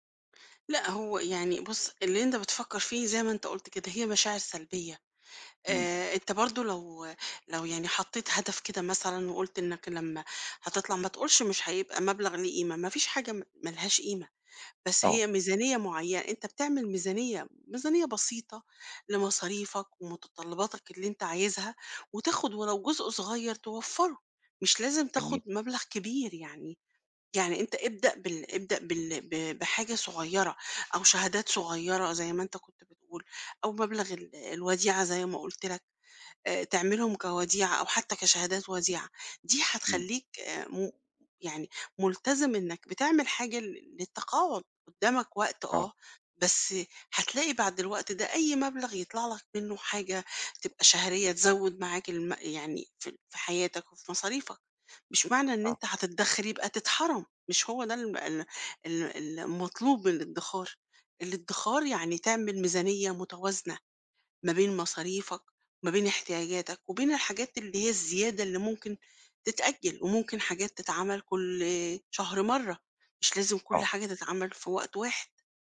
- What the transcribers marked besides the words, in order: none
- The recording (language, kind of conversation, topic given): Arabic, advice, إزاي أتعامل مع قلقي عشان بأجل الادخار للتقاعد؟